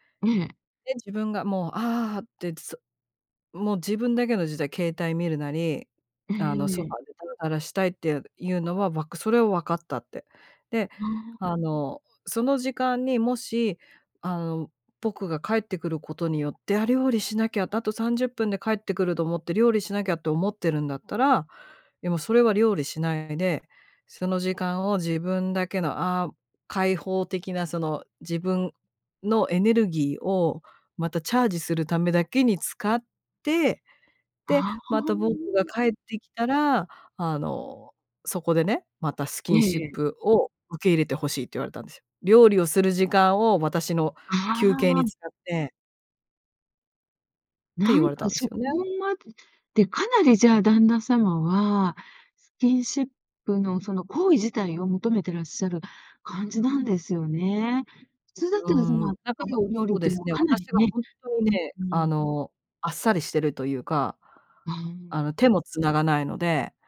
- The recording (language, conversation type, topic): Japanese, podcast, 愛情表現の違いが摩擦になることはありましたか？
- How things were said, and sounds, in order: tapping; other background noise